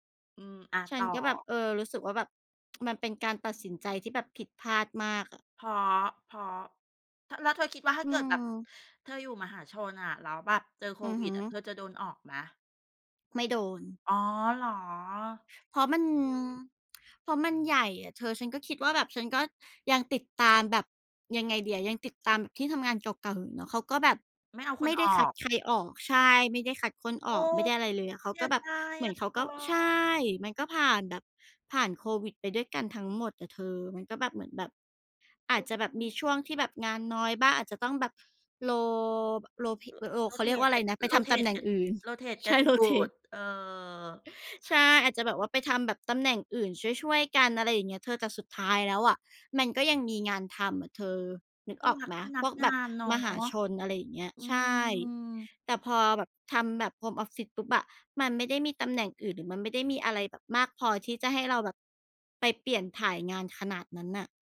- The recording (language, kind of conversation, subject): Thai, unstructured, ความล้มเหลวครั้งใหญ่สอนอะไรคุณบ้าง?
- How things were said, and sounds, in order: tsk; other background noise; tapping; in English: "Rotate"; in English: "Rotate"; in English: "Rotate"; in English: "Rotate"; drawn out: "อืม"